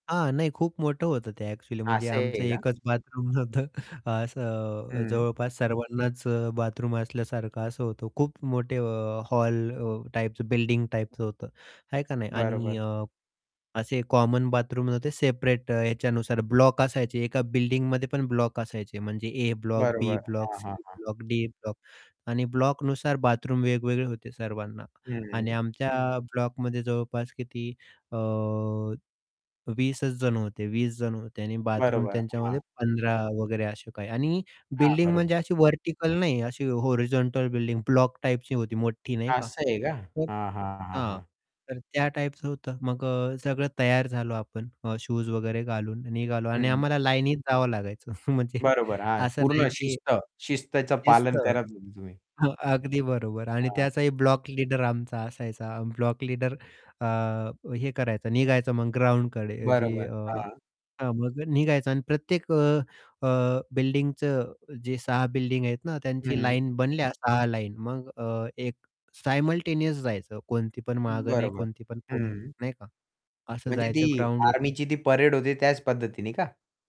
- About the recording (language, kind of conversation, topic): Marathi, podcast, तुमची बालपणीची आवडती बाहेरची जागा कोणती होती?
- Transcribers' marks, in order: distorted speech; laughing while speaking: "नव्हतं"; static; tapping; in English: "कॉमन"; in English: "हॉरिझॉन्टल"; chuckle; laughing while speaking: "म्हणजे"; unintelligible speech; in English: "सायमल्टेनियस"